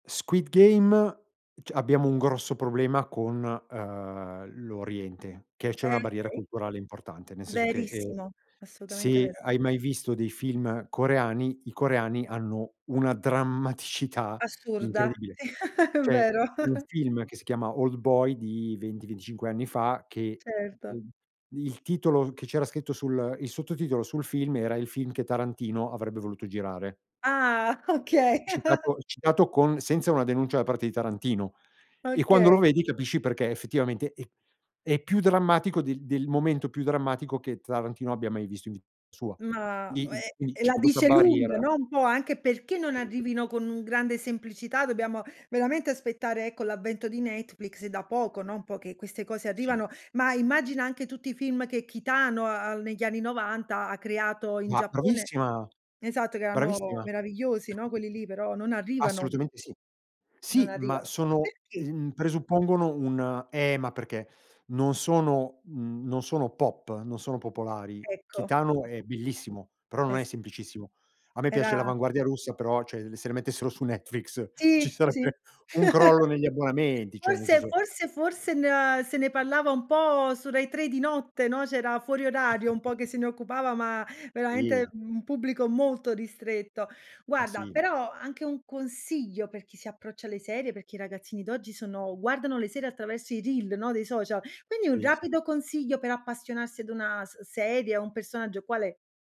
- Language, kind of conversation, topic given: Italian, podcast, Perché alcuni personaggi continuano a rimanerci in testa anche a distanza di anni?
- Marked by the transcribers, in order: chuckle; laughing while speaking: "okay"; unintelligible speech; chuckle; "Tarantino" said as "trarantino"; "Quindi-" said as "indi"; other background noise; chuckle; background speech; "cioè" said as "ceh"; laughing while speaking: "ci sarebbe"; chuckle; chuckle; "perché" said as "pecché"